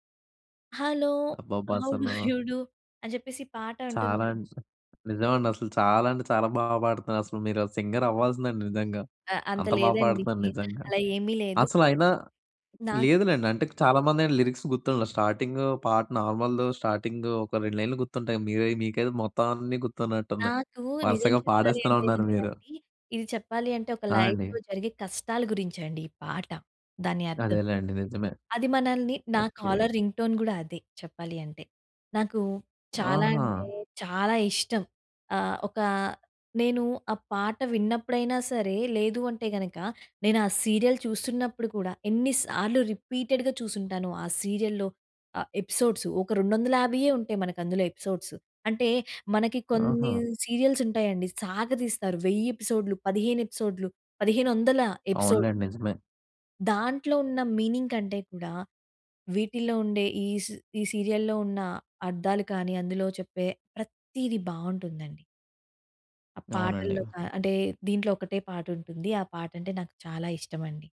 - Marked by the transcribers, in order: in English: "హలో! హౌ డూ యూ డూ!"; chuckle; other background noise; in English: "లిరిక్స్"; in English: "నార్మల్‌దో"; in English: "లైఫ్‌లో"; in English: "కాలర్ రింగ్ టోన్"; in English: "సీరియల్"; in English: "రిపీటెడ్‌గా"; in English: "సీరియల్‌లో"; in English: "సీరియల్స్"; in English: "ఎపిసోడ్"; in English: "మీనింగ్"; in English: "సీరియల్‌లో"
- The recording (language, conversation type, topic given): Telugu, podcast, దుఃఖ సమయాల్లో సంగీతం మీకు ఎలా సహాయపడింది?